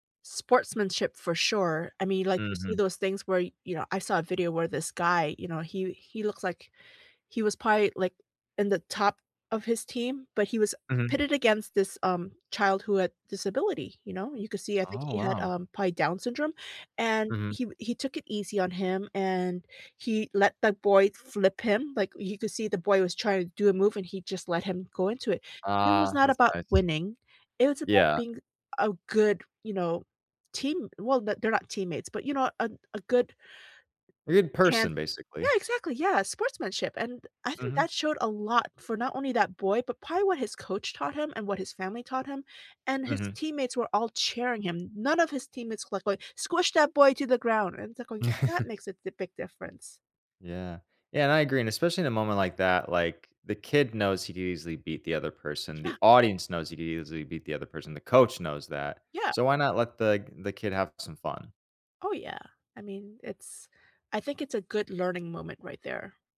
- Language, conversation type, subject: English, unstructured, How can I use school sports to build stronger friendships?
- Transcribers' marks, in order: tapping; other background noise; joyful: "Yeah, exactly"; stressed: "a lot"; chuckle